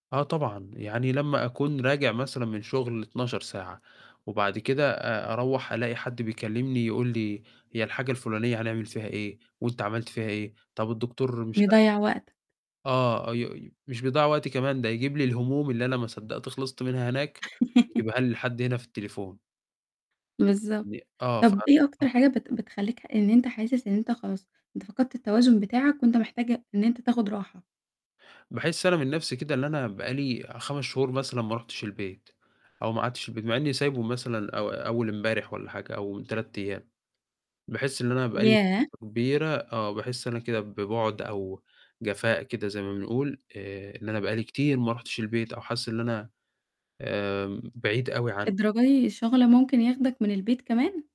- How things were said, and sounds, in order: mechanical hum; distorted speech; chuckle; unintelligible speech; unintelligible speech
- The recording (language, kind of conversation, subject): Arabic, podcast, إزاي تحافظ على توازنِك بين الشغل وحياتك الشخصية؟